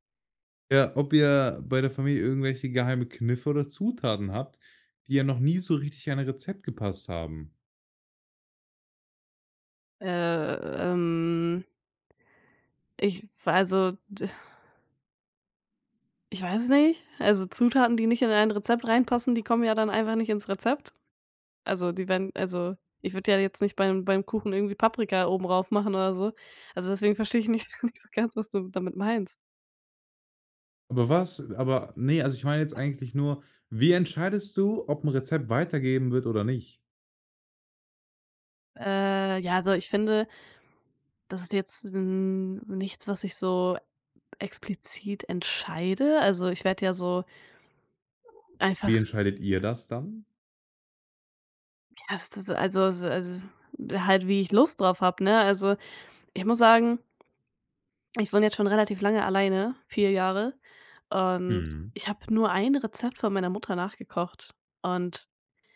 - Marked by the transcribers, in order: drawn out: "Ähm"; laughing while speaking: "ich nicht so nicht"; other noise; other background noise
- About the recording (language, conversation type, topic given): German, podcast, Wie gebt ihr Familienrezepte und Kochwissen in eurer Familie weiter?
- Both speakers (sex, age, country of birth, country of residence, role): female, 20-24, Germany, Germany, guest; male, 18-19, Germany, Germany, host